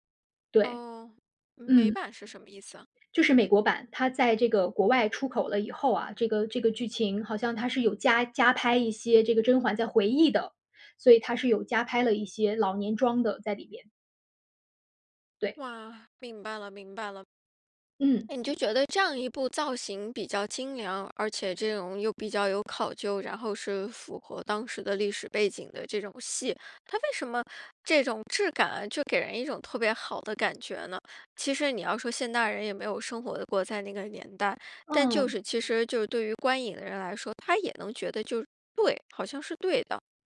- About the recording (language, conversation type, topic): Chinese, podcast, 你对哪部电影或电视剧的造型印象最深刻？
- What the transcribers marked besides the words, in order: none